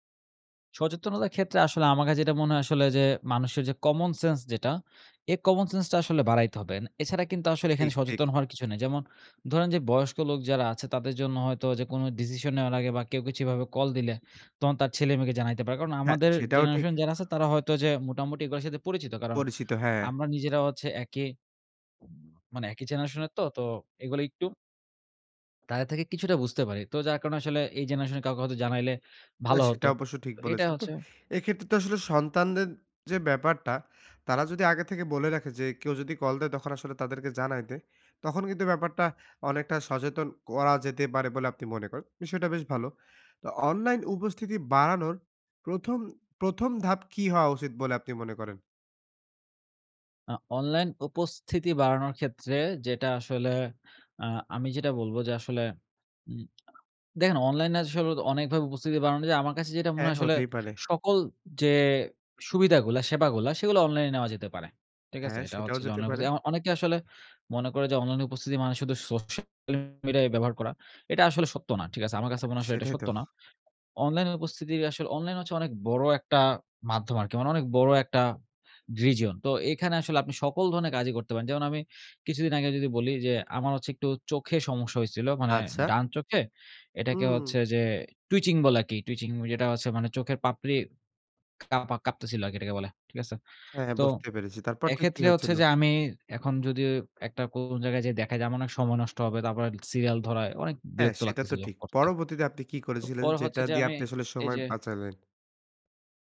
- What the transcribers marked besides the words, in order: other background noise; sneeze; tapping; in English: "region"; in English: "twitching"; in English: "twitching"; sneeze
- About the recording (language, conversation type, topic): Bengali, podcast, নিরাপত্তা বজায় রেখে অনলাইন উপস্থিতি বাড়াবেন কীভাবে?